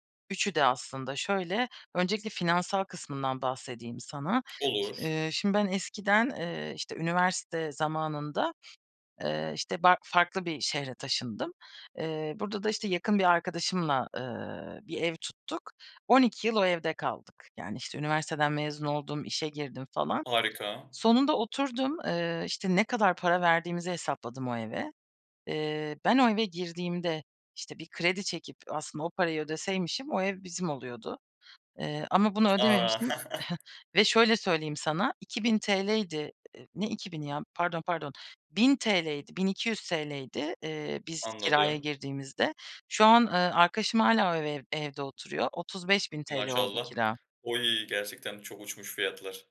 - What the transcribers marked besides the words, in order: tapping; other background noise; chuckle
- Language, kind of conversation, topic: Turkish, podcast, Ev almak mı, kiralamak mı daha mantıklı sizce?